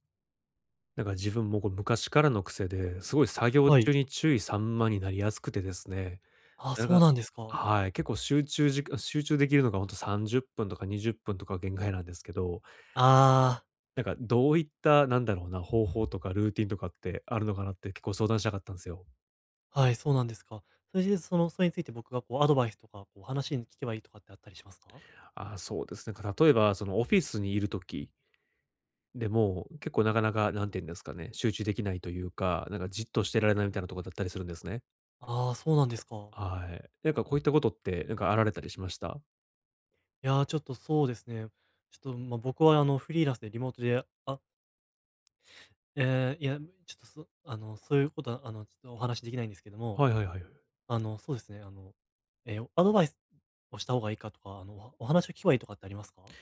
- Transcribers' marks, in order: other noise
- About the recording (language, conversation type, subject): Japanese, advice, 作業中に注意散漫になりやすいのですが、集中を保つにはどうすればよいですか？